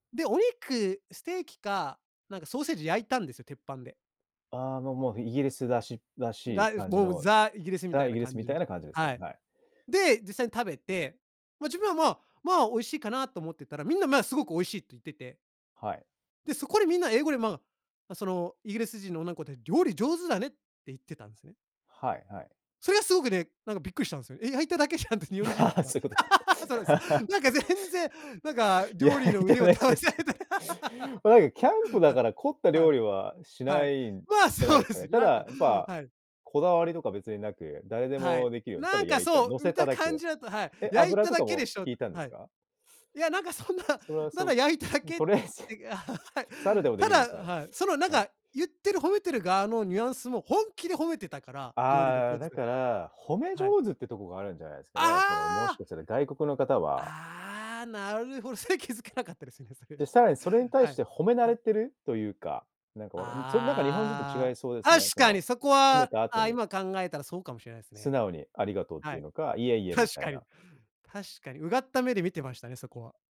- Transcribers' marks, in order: laugh; laughing while speaking: "あ、そゆことか、焼いただけ"; laughing while speaking: "焼いただけじゃんって"; laugh; laughing while speaking: "試されない"; laugh; laughing while speaking: "そうです"; laughing while speaking: "そんな、なら焼いただけって はい"; laughing while speaking: "とりあえず"; joyful: "ああ！"; laughing while speaking: "それ気づけなかったですね、それ"
- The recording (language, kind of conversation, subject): Japanese, podcast, 好奇心に導かれて訪れた場所について、どんな体験をしましたか？